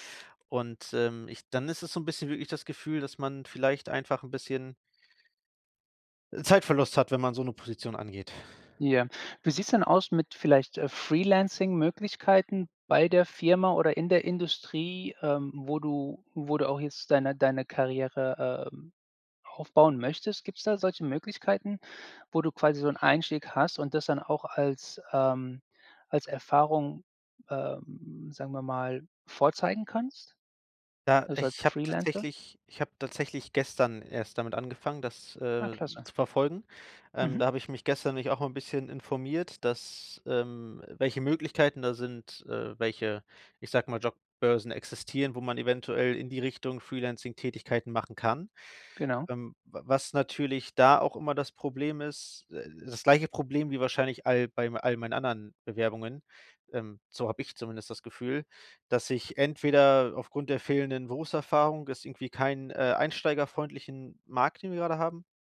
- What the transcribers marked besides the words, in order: none
- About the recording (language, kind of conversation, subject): German, advice, Wie ist es zu deinem plötzlichen Jobverlust gekommen?